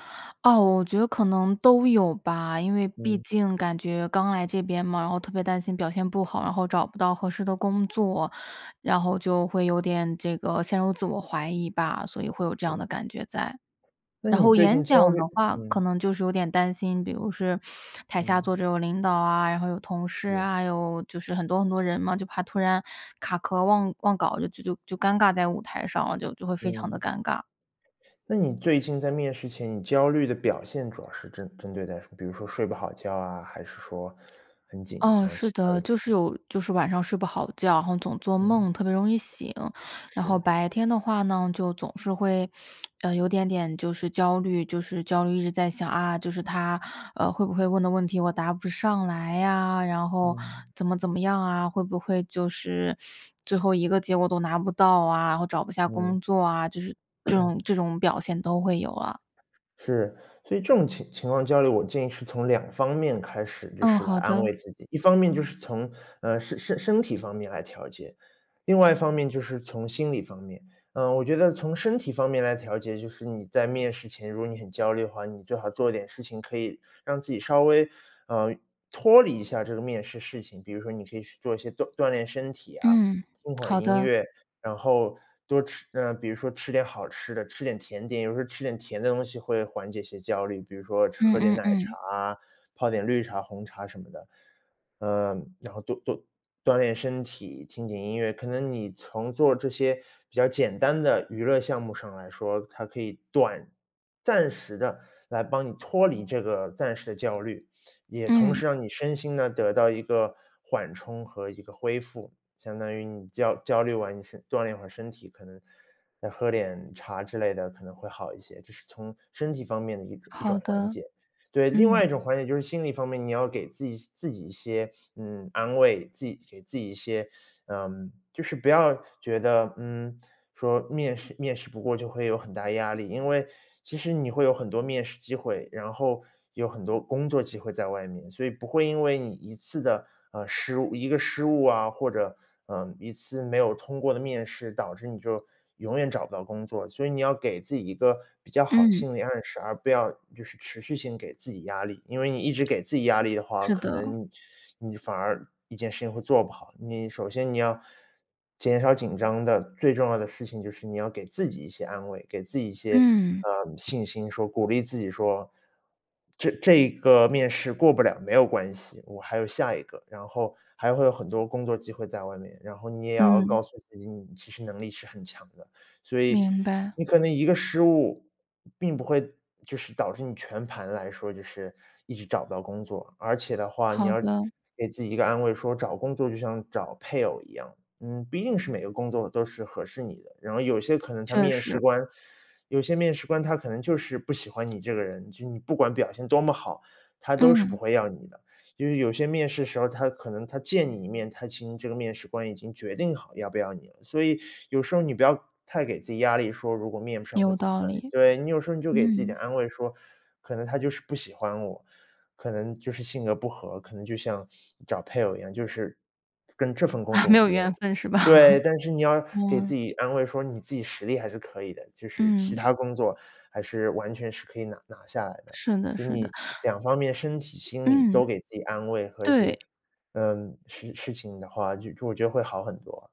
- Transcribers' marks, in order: tapping; other background noise; lip smack; throat clearing; sniff; teeth sucking; sniff; laughing while speaking: "啊，没有缘分是吧？"; laugh
- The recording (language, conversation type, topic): Chinese, advice, 你在面试或公开演讲前为什么会感到强烈焦虑？